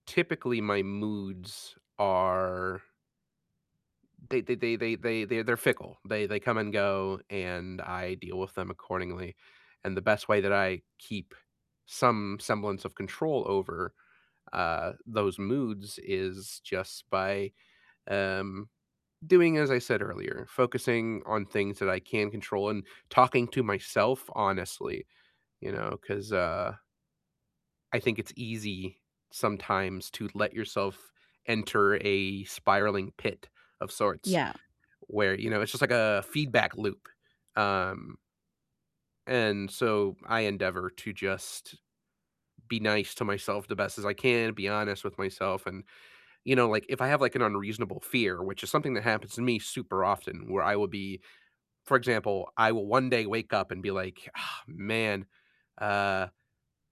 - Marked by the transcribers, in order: other background noise
- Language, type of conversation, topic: English, unstructured, How are you really feeling today, and how can we support each other?